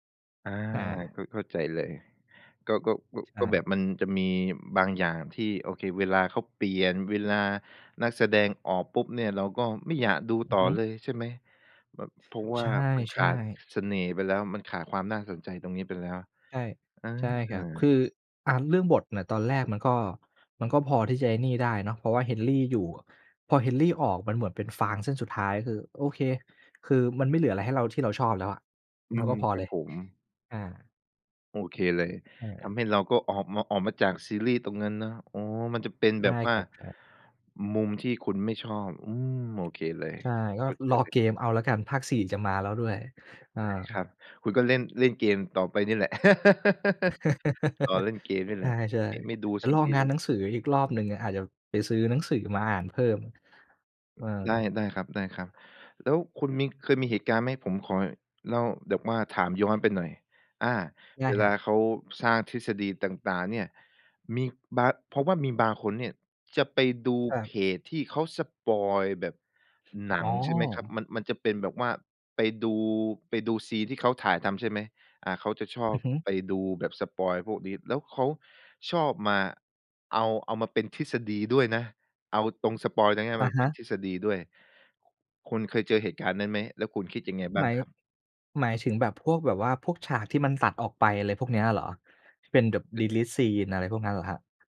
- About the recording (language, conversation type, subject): Thai, podcast, ทำไมคนถึงชอบคิดทฤษฎีของแฟนๆ และถกกันเรื่องหนัง?
- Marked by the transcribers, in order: alarm; other background noise; laugh; tapping; in English: "deleted scene"